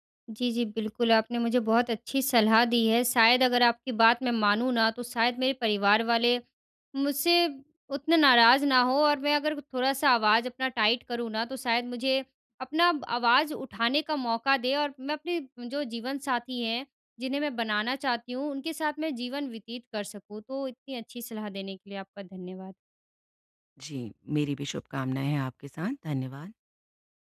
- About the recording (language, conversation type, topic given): Hindi, advice, पीढ़ियों से चले आ रहे पारिवारिक संघर्ष से कैसे निपटें?
- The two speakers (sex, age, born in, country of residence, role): female, 20-24, India, India, user; female, 50-54, India, India, advisor
- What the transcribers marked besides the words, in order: in English: "टाइट"